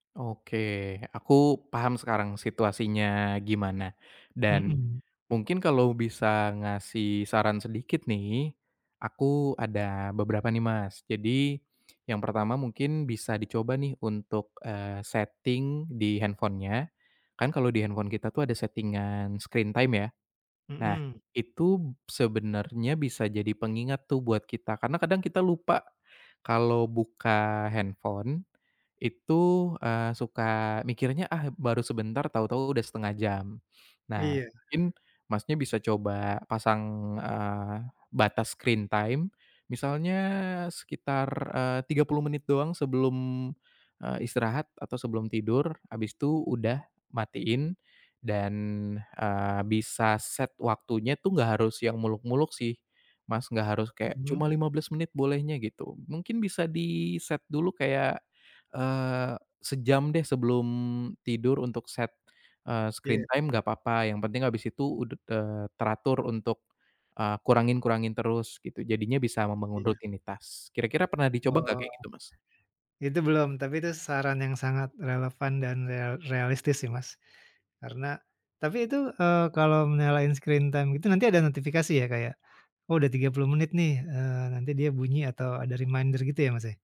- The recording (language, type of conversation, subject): Indonesian, advice, Bagaimana kebiasaan menatap layar di malam hari membuatmu sulit menenangkan pikiran dan cepat tertidur?
- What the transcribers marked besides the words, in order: in English: "setting"; in English: "setting-an screen time"; tapping; other background noise; in English: "screen time"; in English: "screen time"; in English: "screen time"; in English: "reminder"